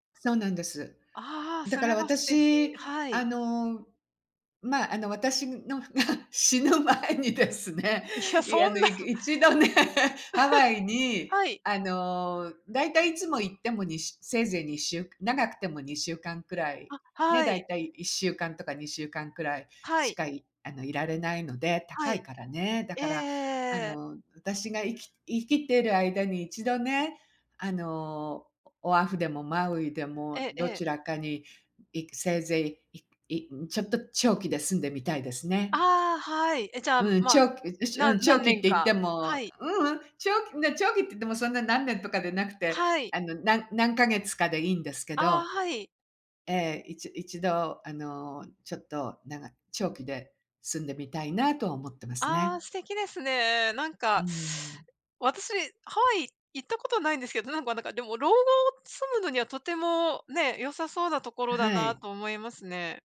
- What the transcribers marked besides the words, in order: chuckle; laughing while speaking: "が死ぬ前にですね、いや、あの、いく いちど ね"; laugh; chuckle; other background noise
- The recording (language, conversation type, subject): Japanese, unstructured, 懐かしい場所を訪れたとき、どんな気持ちになりますか？
- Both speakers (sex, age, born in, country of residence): female, 55-59, Japan, United States; female, 60-64, Japan, United States